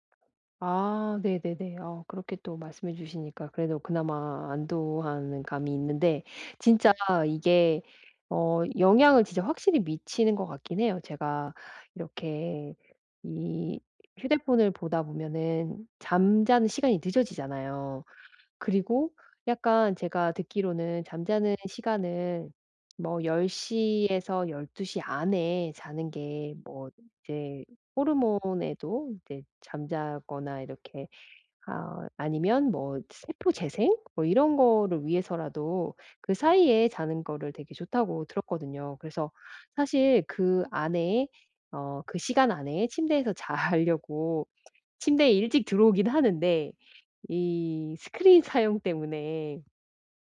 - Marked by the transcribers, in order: other background noise; laughing while speaking: "자려고"
- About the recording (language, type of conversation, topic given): Korean, advice, 잠자기 전에 스크린 사용을 줄이려면 어떻게 시작하면 좋을까요?